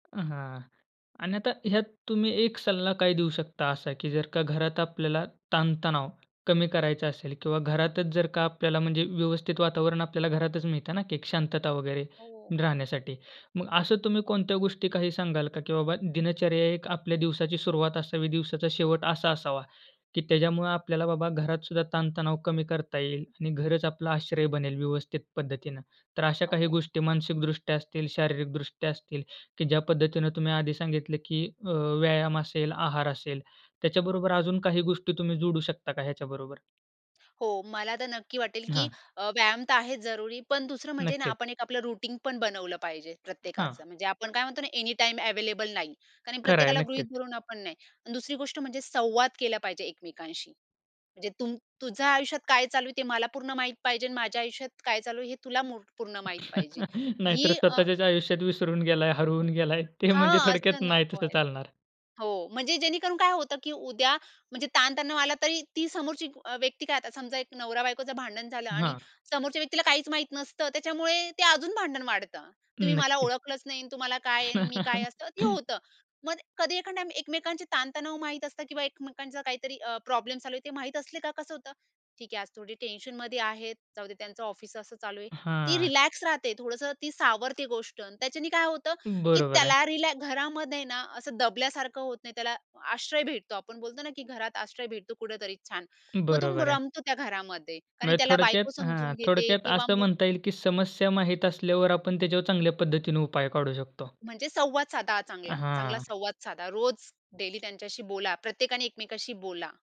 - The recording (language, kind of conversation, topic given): Marathi, podcast, आजच्या ताणतणावात घराला सुरक्षित आणि शांत आश्रयस्थान कसं बनवता?
- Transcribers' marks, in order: in English: "रुटीन"; tapping; in English: "एनीटाईम अवेलेबल"; door; chuckle; laughing while speaking: "नाहीतर, स्वतःच्याच आयुष्यात विसरून गेलाय … नाही तसं चालणार"; other background noise; unintelligible speech; laugh; in English: "प्रॉब्लेम"; in English: "रिलॅक्स"; in English: "डेली"